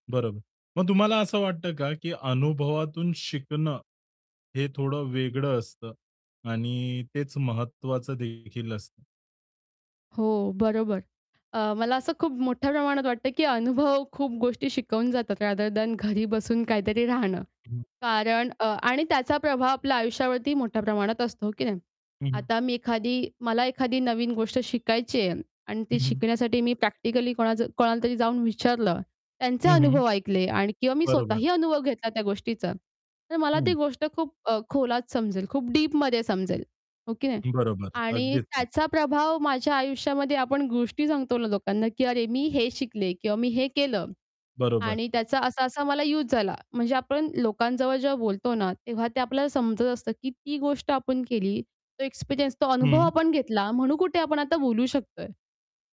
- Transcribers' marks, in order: distorted speech; other background noise; in English: "रादर दॅन"; static
- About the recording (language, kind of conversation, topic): Marathi, podcast, तुम्ही विविध स्रोतांमधील माहिती एकत्र करून एखादा विषय कसा शिकता?